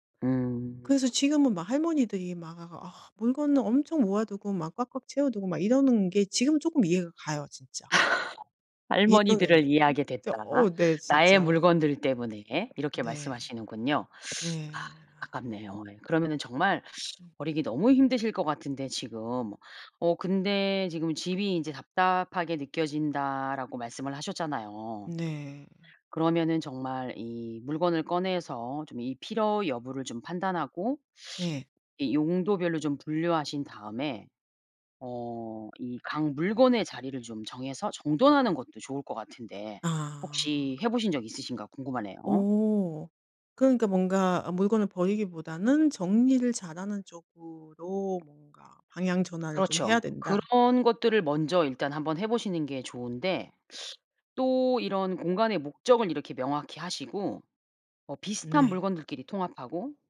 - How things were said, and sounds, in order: laugh; other background noise; tapping
- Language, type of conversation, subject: Korean, advice, 집에 물건이 너무 많아 생활 공간이 답답할 때 어떻게 정리하면 좋을까요?